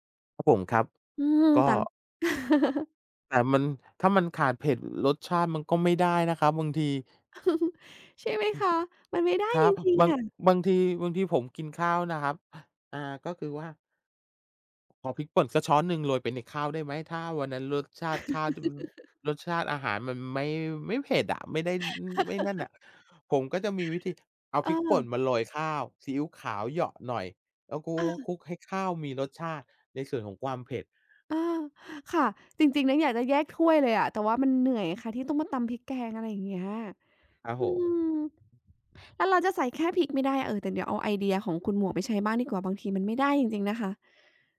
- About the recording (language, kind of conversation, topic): Thai, unstructured, อะไรทำให้คุณรู้สึกว่าเป็นตัวเองมากที่สุด?
- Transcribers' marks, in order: laugh; laugh; laugh; other noise; laugh